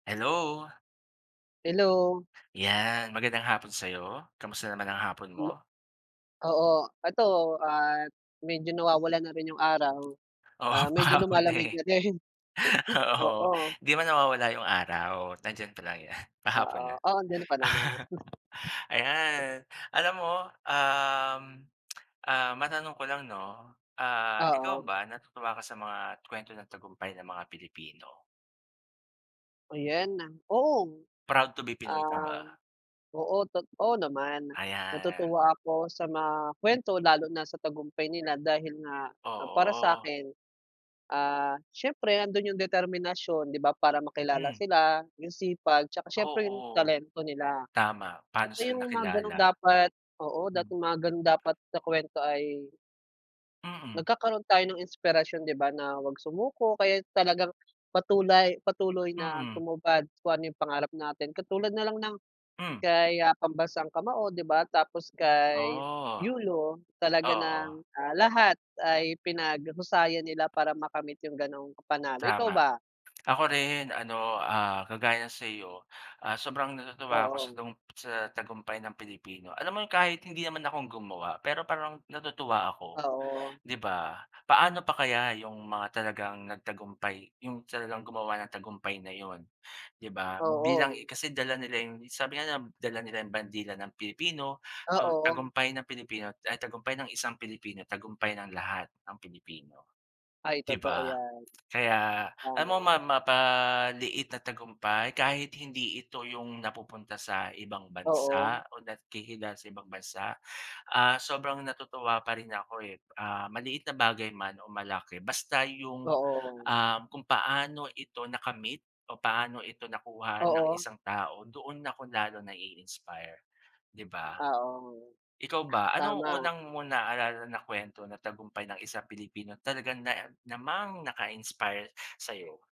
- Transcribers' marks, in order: cough; laughing while speaking: "Oo, pahapon na, eh. Oo"; chuckle; laughing while speaking: "yan"; chuckle; other background noise; tsk
- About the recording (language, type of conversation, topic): Filipino, unstructured, Paano ka natutuwa sa mga kuwento ng tagumpay ng mga Pilipino?